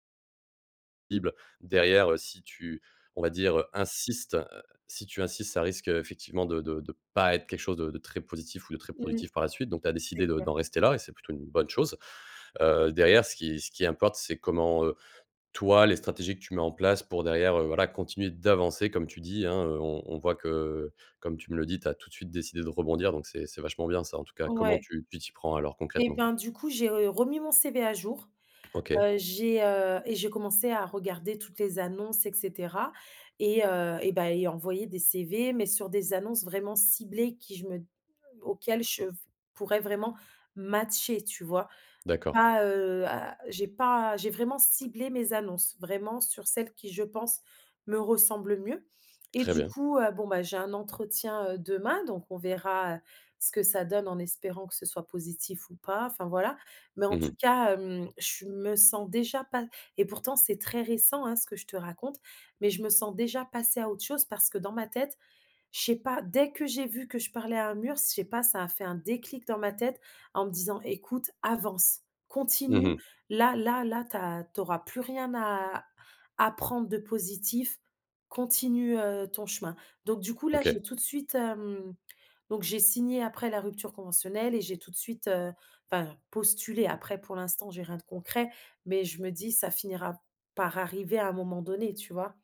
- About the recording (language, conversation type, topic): French, advice, Que puis-je faire après avoir perdu mon emploi, alors que mon avenir professionnel est incertain ?
- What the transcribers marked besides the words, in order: stressed: "pas"; tapping